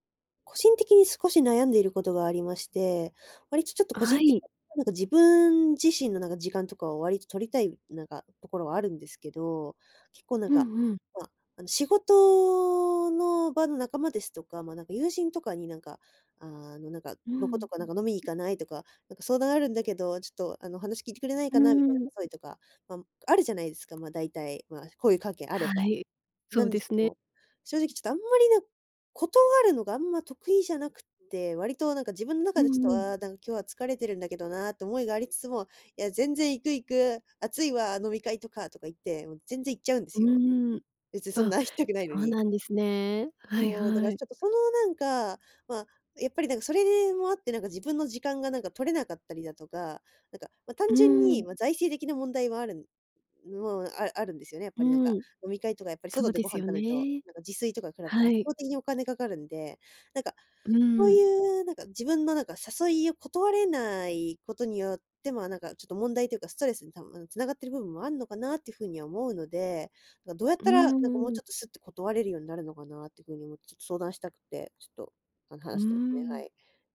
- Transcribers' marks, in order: none
- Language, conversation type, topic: Japanese, advice, 誘いを断れずにストレスが溜まっている